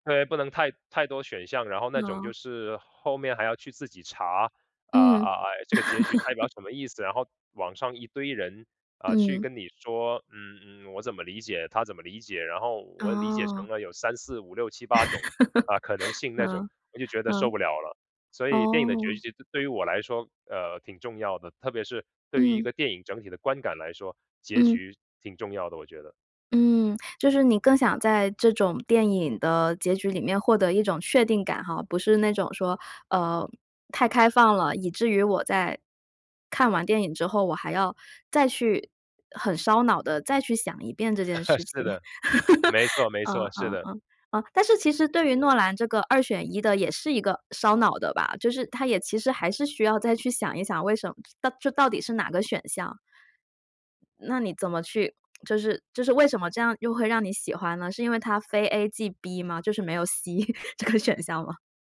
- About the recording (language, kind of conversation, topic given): Chinese, podcast, 电影的结局真的那么重要吗？
- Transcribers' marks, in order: chuckle; chuckle; chuckle; chuckle; laughing while speaking: "这个"